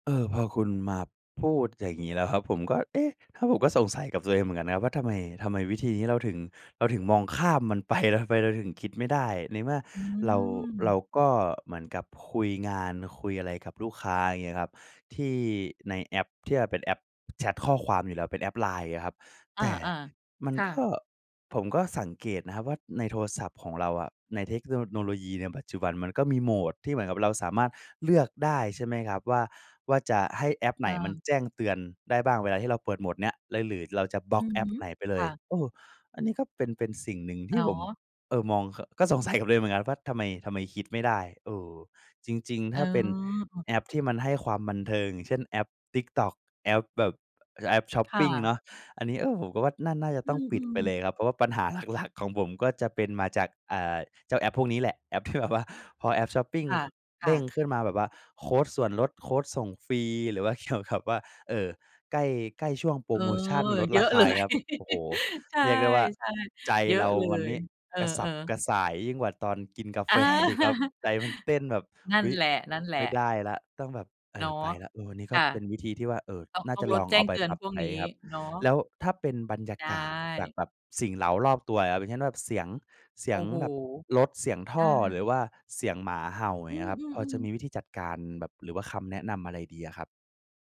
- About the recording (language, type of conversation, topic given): Thai, advice, คุณจะจัดการกับการถูกรบกวนและการหยุดชะงักในแต่ละวันอย่างไรเพื่อไม่ให้พลาดกิจวัตร?
- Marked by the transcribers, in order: laughing while speaking: "ไป"; laughing while speaking: "หลัก ๆ"; laughing while speaking: "ที่แบบว่า"; laughing while speaking: "เกี่ยวกับ"; laughing while speaking: "เลย"; laugh; laughing while speaking: "อา"